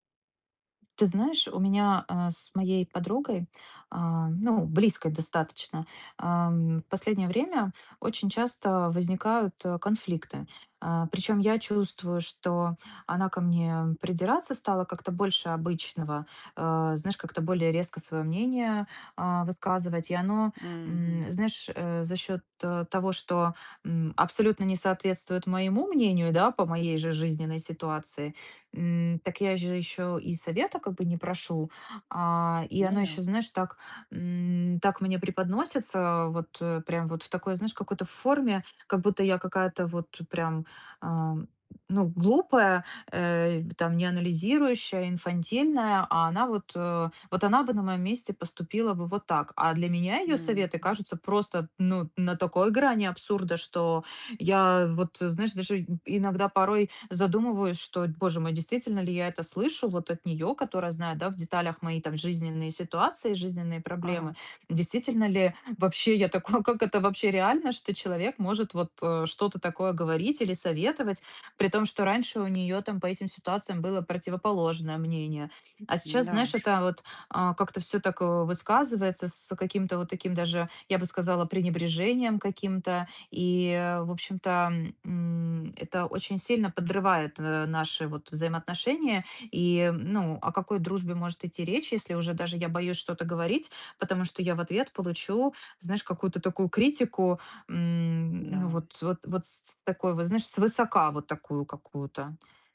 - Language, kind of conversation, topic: Russian, advice, Как обсудить с другом разногласия и сохранить взаимное уважение?
- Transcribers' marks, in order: laughing while speaking: "такой"; tapping